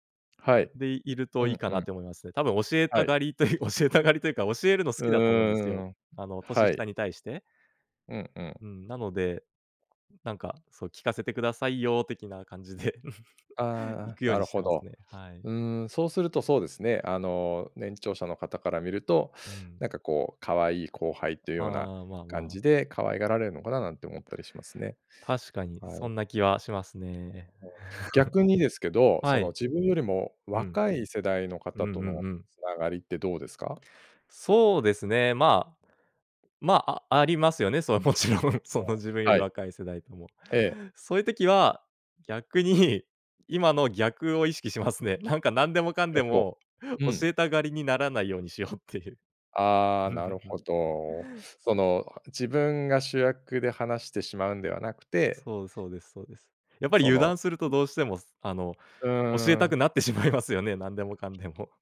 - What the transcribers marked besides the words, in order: laughing while speaking: "教えたがりという、教えたがりというか"; chuckle; other background noise; chuckle; laughing while speaking: "それ、もちろん"; laughing while speaking: "ならないようにしようっていう"; laughing while speaking: "なってしまいますよね"
- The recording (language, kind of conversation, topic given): Japanese, podcast, 世代間のつながりを深めるには、どのような方法が効果的だと思いますか？